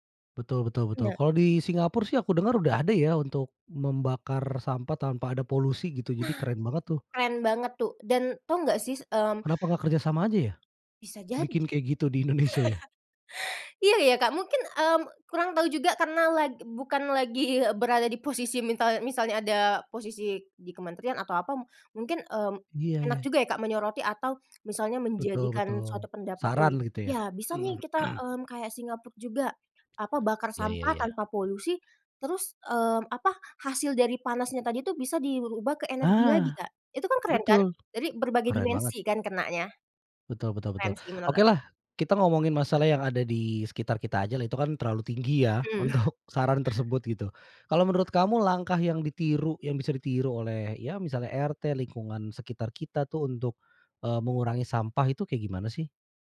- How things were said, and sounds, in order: "Singapura" said as "singapur"; chuckle; lip smack; throat clearing; sigh; laughing while speaking: "untuk"
- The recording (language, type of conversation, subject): Indonesian, podcast, Kebiasaan sederhana apa saja yang bisa kita lakukan untuk mengurangi sampah di lingkungan?